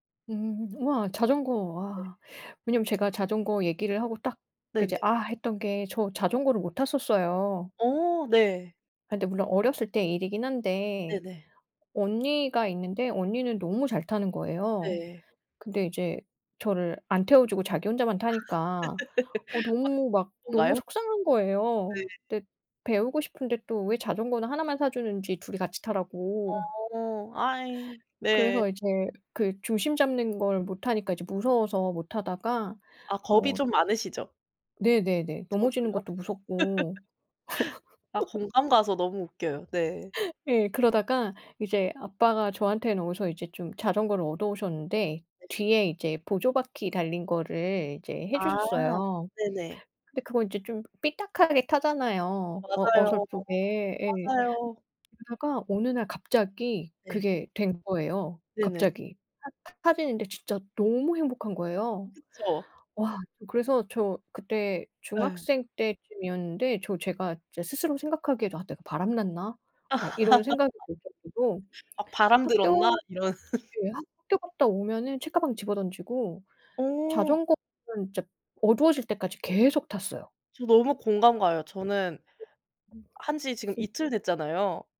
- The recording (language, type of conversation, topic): Korean, unstructured, 요즘 가장 즐겨 하는 취미는 무엇인가요?
- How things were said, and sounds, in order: other background noise; laugh; unintelligible speech; laugh; laugh; tapping; laugh; laugh; laugh